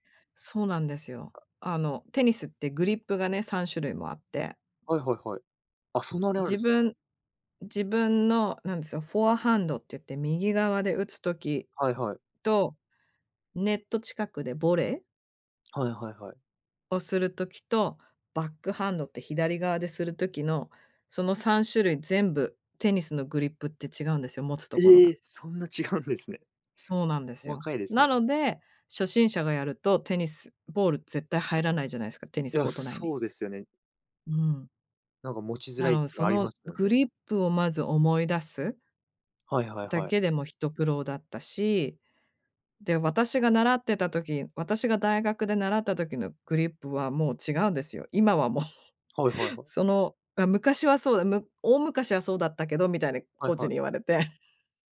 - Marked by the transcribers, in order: other background noise; laughing while speaking: "もう"
- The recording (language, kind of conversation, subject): Japanese, podcast, 趣味でいちばん楽しい瞬間はどんなときですか？